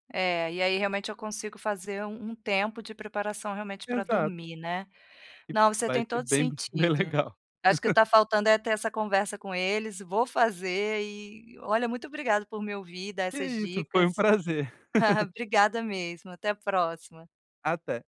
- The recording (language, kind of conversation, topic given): Portuguese, advice, Como posso criar uma rotina de preparação para dormir melhor todas as noites?
- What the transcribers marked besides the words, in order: laughing while speaking: "bem legal"; chuckle; chuckle